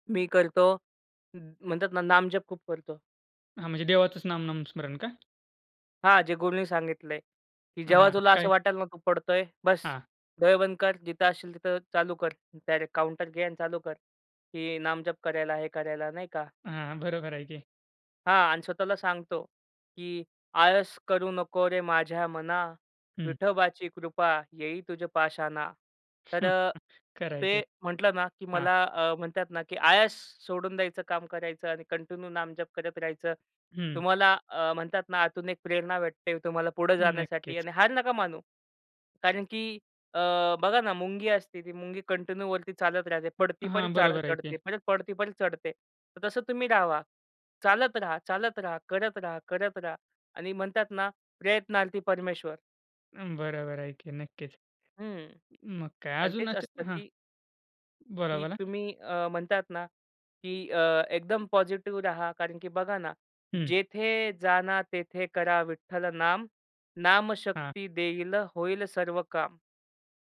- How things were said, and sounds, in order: tapping; other noise; in English: "काउंटर"; laughing while speaking: "बरोबर आहे की"; singing: "आळस करू नको रे माझ्या मना, विठोबाची कृपा, येई तुझ्या पाशाणा"; chuckle; stressed: "आळस"; in English: "कंटिन्यू"; "भेटते" said as "वाटते"; in English: "कंटिन्यू"; other background noise
- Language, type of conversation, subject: Marathi, podcast, तुम्हाला स्वप्ने साध्य करण्याची प्रेरणा कुठून मिळते?